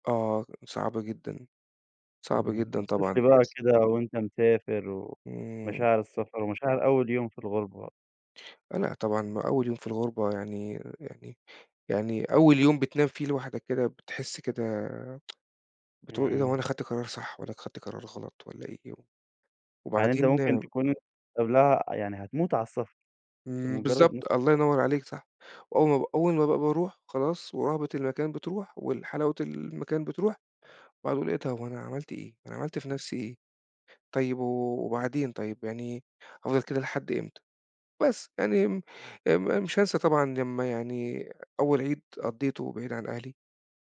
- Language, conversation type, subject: Arabic, podcast, إزاي الهجرة بتغيّر هويتك؟
- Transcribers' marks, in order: unintelligible speech; tapping; unintelligible speech